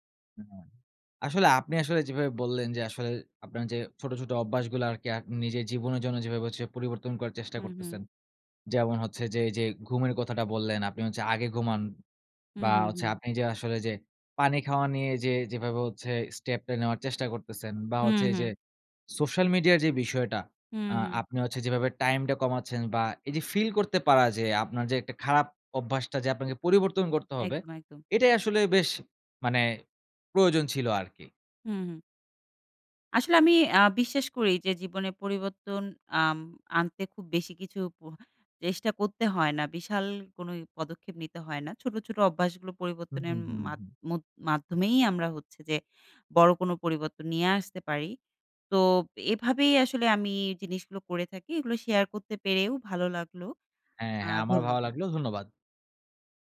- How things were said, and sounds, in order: horn
- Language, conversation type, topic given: Bengali, podcast, কোন ছোট অভ্যাস বদলে তুমি বড় পরিবর্তন এনেছ?